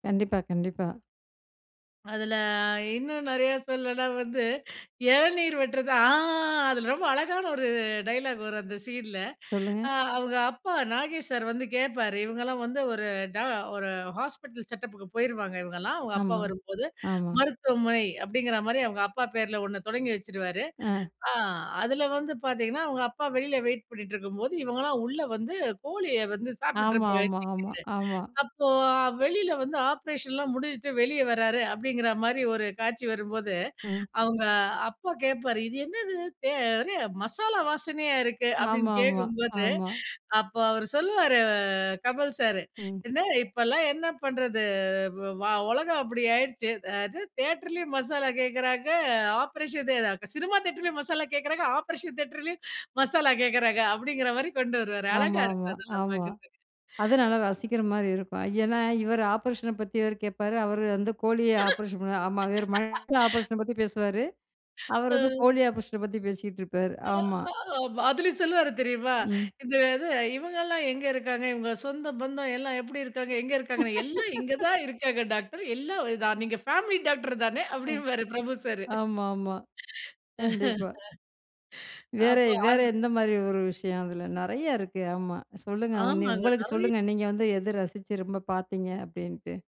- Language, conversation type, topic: Tamil, podcast, நீங்கள் மீண்டும் மீண்டும் பார்க்கும் பழைய படம் எது, அதை மீண்டும் பார்க்க வைக்கும் காரணம் என்ன?
- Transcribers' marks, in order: drawn out: "அதுல"; drawn out: "ஆ"; other background noise; laugh; inhale; laugh; chuckle